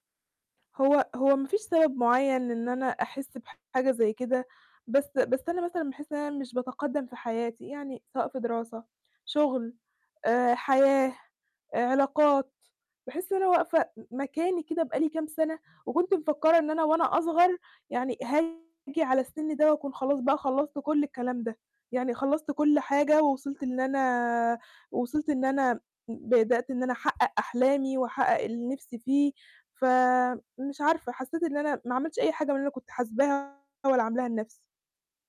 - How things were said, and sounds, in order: other background noise; distorted speech; tapping
- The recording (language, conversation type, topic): Arabic, advice, إزاي أتعامل مع مشاعر الخسارة والخيبة والندم في حياتي؟